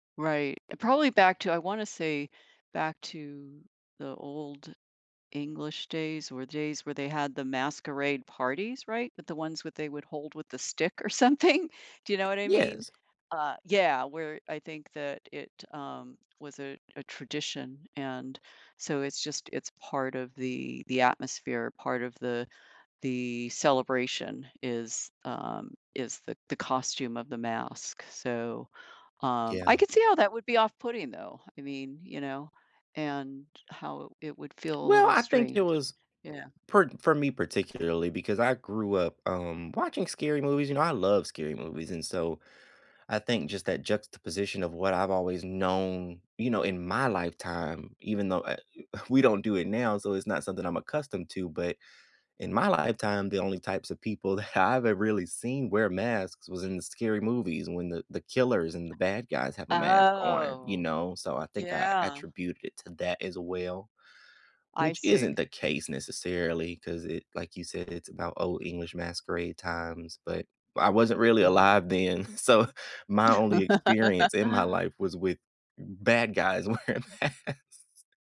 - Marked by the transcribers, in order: tapping; laughing while speaking: "or something"; other background noise; stressed: "my"; laughing while speaking: "that I've"; drawn out: "Oh"; laugh; laughing while speaking: "so"; laughing while speaking: "wearing masks"
- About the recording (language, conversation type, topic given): English, unstructured, What is your favorite travel memory with family or friends?
- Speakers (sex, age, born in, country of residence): female, 65-69, United States, United States; male, 30-34, United States, United States